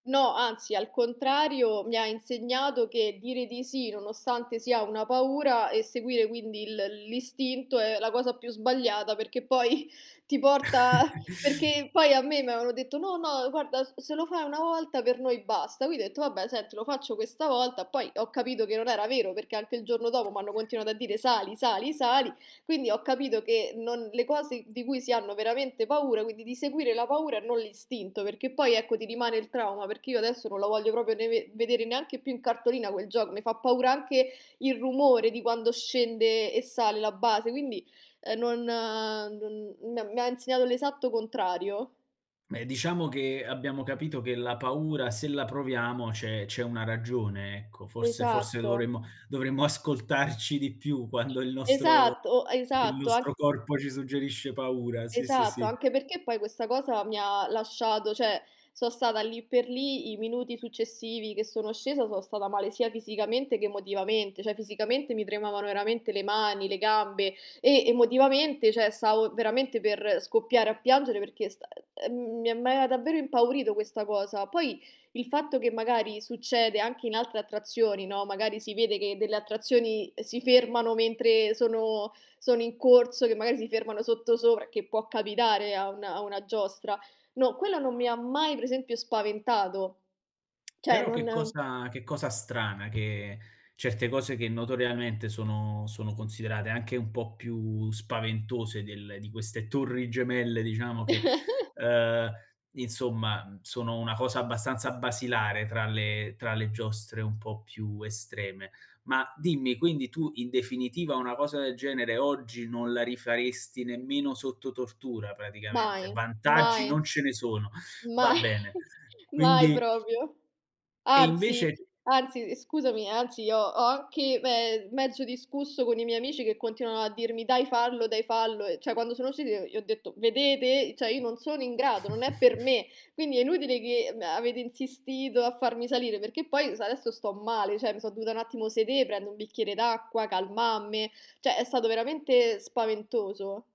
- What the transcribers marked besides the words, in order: chuckle; chuckle; tapping; drawn out: "non"; "cioè" said as "ceh"; "Cioè" said as "Ceh"; "cioè" said as "ceh"; other background noise; stressed: "mai"; "Cioè" said as "Ceh"; chuckle; chuckle; "proprio" said as "propio"; "Cioè" said as "Ceh"; "uscita" said as "uscit"; "cioè" said as "ceh"; chuckle; "cioè" said as "ceh"; "Cioè" said as "Ceh"
- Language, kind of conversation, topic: Italian, podcast, Raccontami di una volta in cui hai detto sì nonostante la paura?